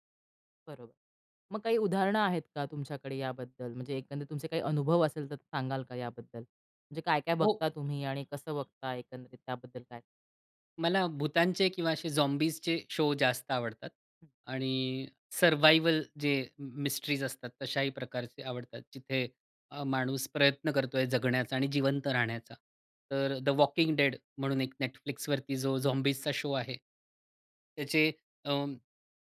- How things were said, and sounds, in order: horn; in English: "शो"; in English: "सर्व्हायव्हल"; in English: "मिस्ट्रीज"; in English: "शो"
- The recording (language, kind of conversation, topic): Marathi, podcast, बिंज-वॉचिंग बद्दल तुमचा अनुभव कसा आहे?